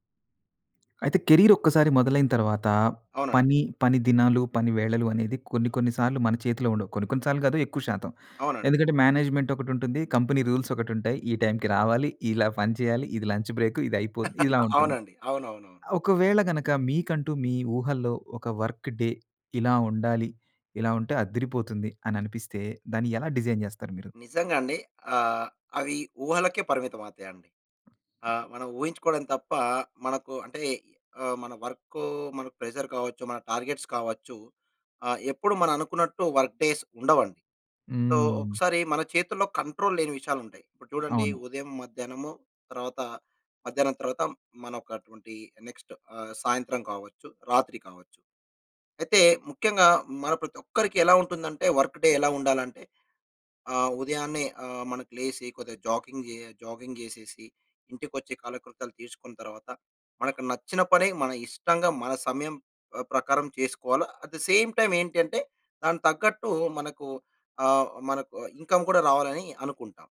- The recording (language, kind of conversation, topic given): Telugu, podcast, ఒక సాధారణ పని రోజు ఎలా ఉండాలి అనే మీ అభిప్రాయం ఏమిటి?
- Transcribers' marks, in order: in English: "కెరియర్"; in English: "మేనేజ్మెంట్"; in English: "రూల్స్"; chuckle; in English: "లంచ్"; in English: "వర్క్ డే"; in English: "డిజైన్"; in English: "ప్రెషర్"; in English: "టార్గెట్స్"; in English: "వర్క్ డేస్"; in English: "సో"; in English: "కంట్రోల్"; tapping; in English: "నెక్స్ట్"; in English: "వర్క్ డే"; in English: "జాగింగ్"; in English: "జాగింగ్"; in English: "అట్ ద సేమ్ టైమ్"; in English: "ఇన్కమ్"